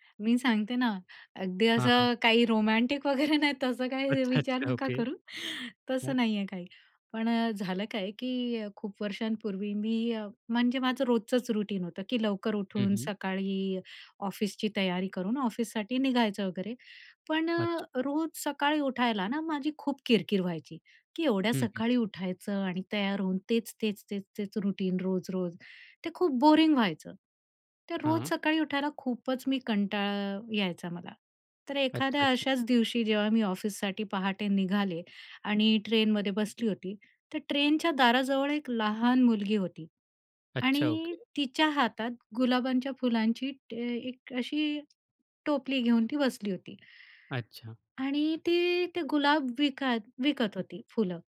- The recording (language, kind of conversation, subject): Marathi, podcast, साध्या आयुष्यातील प्रसंगांतून तुम्ही कथा कशी शोधता?
- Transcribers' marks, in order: in English: "रोमॅन्टिक"; laughing while speaking: "तसं काही विचार नका करू"; in English: "रूटीन"; in English: "बोरिंग"